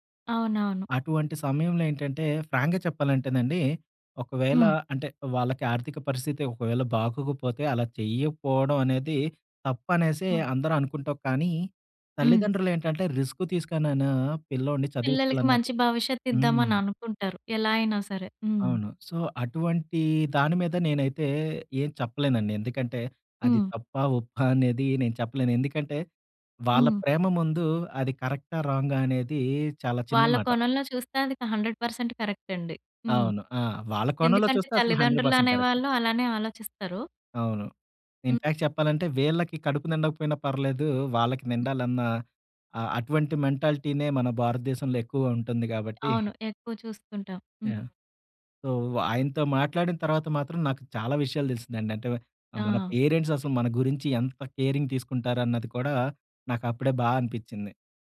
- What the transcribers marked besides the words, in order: in English: "ఫ్రాంక్‌గా"; in English: "రిస్క్"; in English: "సో"; in English: "హండ్రెడ్ పర్సెంట్ కరెక్ట్"; in English: "హండ్రెడ్ పర్సెంట్ కరెక్ట్"; in English: "ఇన్‌ఫాక్ట్"; other background noise; in English: "మెంటాలిటీనే"; in English: "సో"; in English: "పేరెంట్స్"; in English: "కేరింగ్"
- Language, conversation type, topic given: Telugu, podcast, ఒక స్థానిక మార్కెట్‌లో మీరు కలిసిన విక్రేతతో జరిగిన సంభాషణ మీకు ఎలా గుర్తుంది?